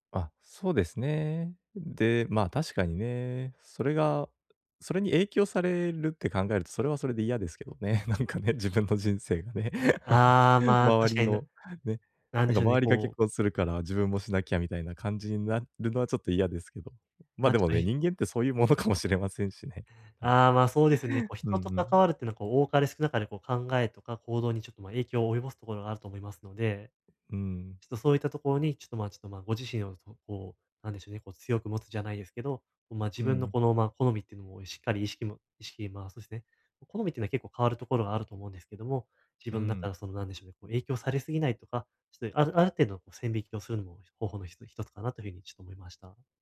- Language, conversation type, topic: Japanese, advice, 周囲と比べて進路の決断を急いでしまうとき、どうすればいいですか？
- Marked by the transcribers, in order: laughing while speaking: "なんかね、自分の人生がね"; laugh; laughing while speaking: "ものかもしれませんしね"; other noise